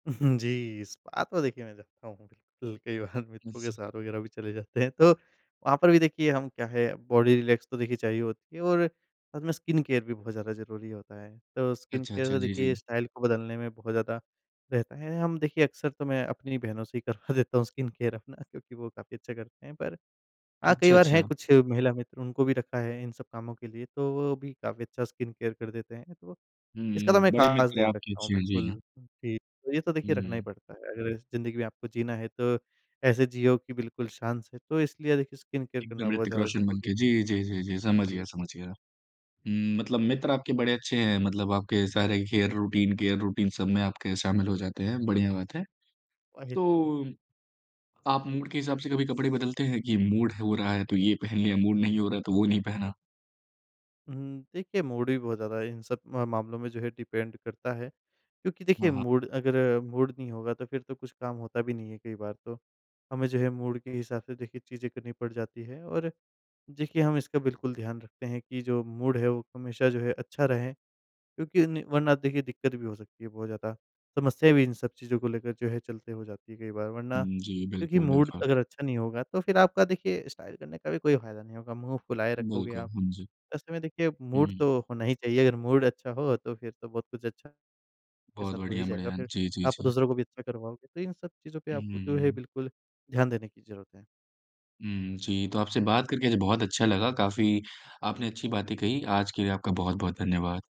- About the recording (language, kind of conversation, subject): Hindi, podcast, आपके लिए नया स्टाइल अपनाने का सबसे पहला कदम क्या होता है?
- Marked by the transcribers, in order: in English: "स्पा"; laughing while speaking: "बार"; in English: "बॉडी रिलैक्स"; in English: "स्किन केयर"; in English: "स्किन केयर"; in English: "स्टाइल"; laughing while speaking: "करवा"; in English: "स्किन केयर"; in English: "स्किन केयर"; in English: "स्किन केयर"; in English: "केयर रूटीन केयर रूटीन"; tapping; in English: "मूड"; in English: "मूड"; in English: "मूड"; in English: "मूड"; in English: "डिपेंड"; in English: "मूड"; in English: "मूड"; in English: "मूड"; in English: "मूड"; in English: "मूड"; in English: "स्टाइल"; in English: "मूड"; in English: "मूड"